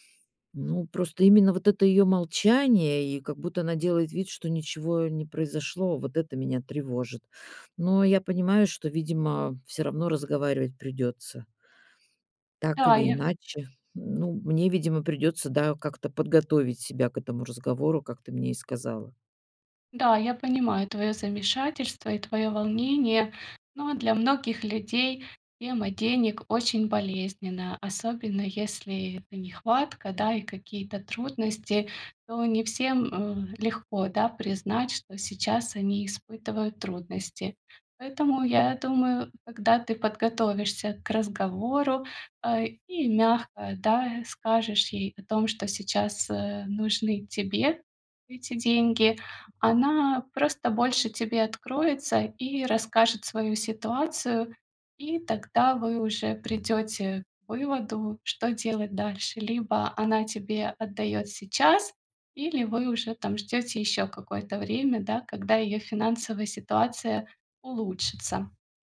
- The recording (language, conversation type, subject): Russian, advice, Как начать разговор о деньгах с близкими, если мне это неудобно?
- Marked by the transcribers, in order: tapping; other background noise